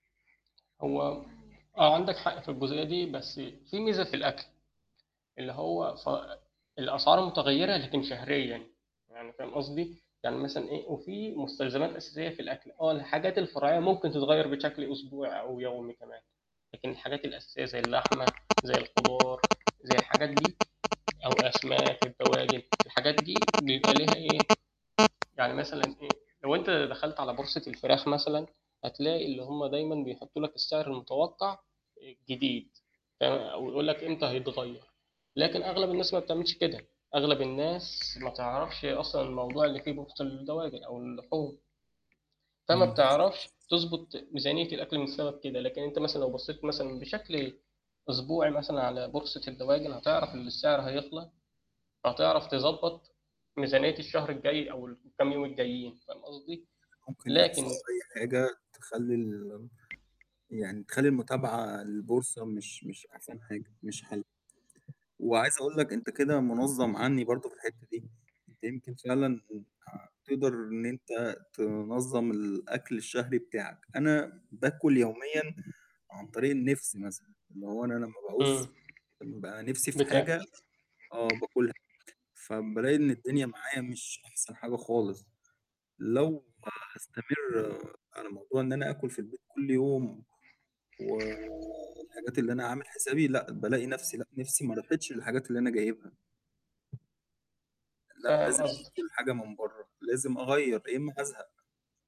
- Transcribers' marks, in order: mechanical hum; other background noise; distorted speech; unintelligible speech; tapping
- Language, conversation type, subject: Arabic, unstructured, إزاي القرارات المالية اللي بناخدها كل يوم بتأثر على حياتنا؟
- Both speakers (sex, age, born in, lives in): male, 20-24, Egypt, Egypt; male, 30-34, Egypt, Egypt